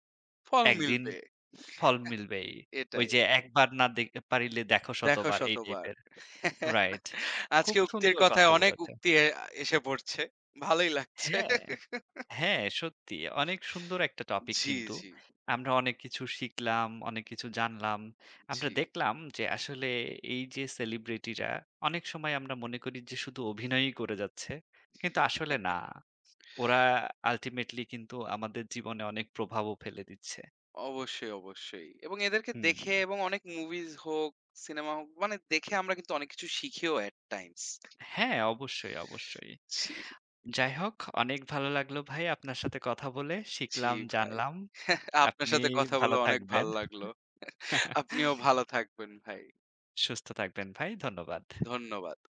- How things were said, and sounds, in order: chuckle; chuckle; laugh; chuckle; in English: "এট টাইমস"; chuckle; laughing while speaking: "আপনার সাথে কথা বলে অনেক ভাল লাগলো। আপনিও ভালো থাকবেন ভাই"; chuckle
- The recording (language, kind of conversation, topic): Bengali, unstructured, কোন সেলিব্রিটির কোন উক্তি আপনার জীবনে সবচেয়ে বেশি প্রভাব ফেলেছে?
- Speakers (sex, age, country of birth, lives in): male, 25-29, Bangladesh, Bangladesh; male, 30-34, Bangladesh, Germany